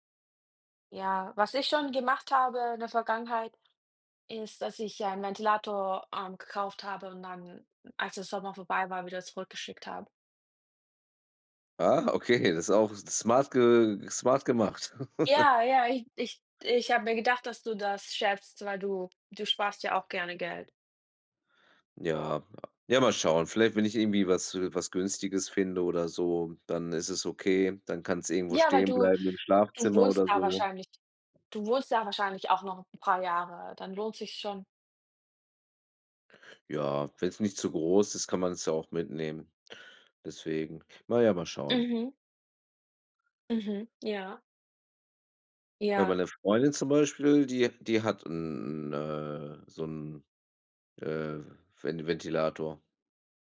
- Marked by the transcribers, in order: laughing while speaking: "okay"; chuckle
- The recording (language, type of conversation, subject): German, unstructured, Wie reagierst du, wenn dein Partner nicht ehrlich ist?